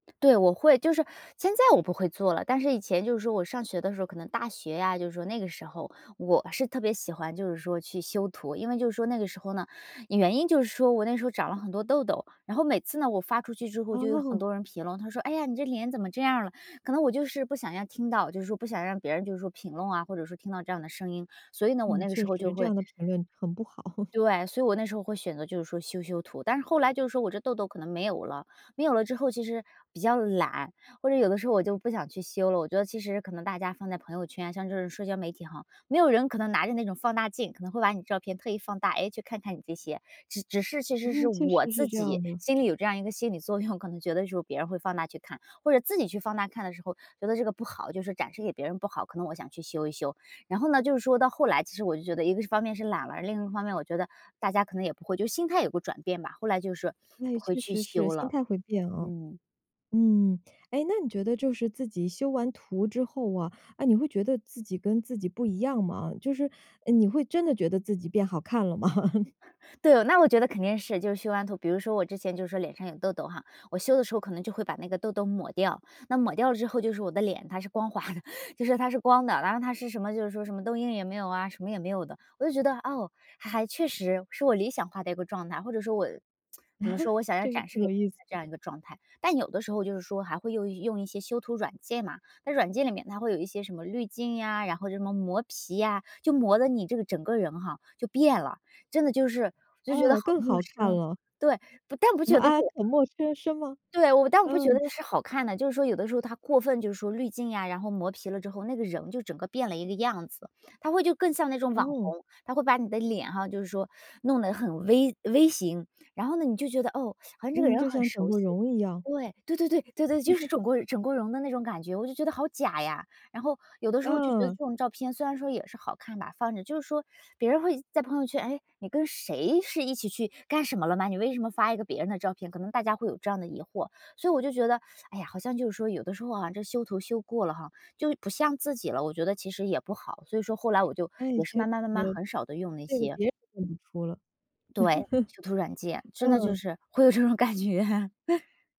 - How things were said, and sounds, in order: laugh; laughing while speaking: "作用"; laugh; chuckle; laughing while speaking: "光滑的"; chuckle; tsk; laughing while speaking: "啊"; teeth sucking; laugh; other background noise; laugh; laughing while speaking: "会有这种感觉"; laugh
- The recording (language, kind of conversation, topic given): Chinese, podcast, 照片修图会改变你怎么看自己吗？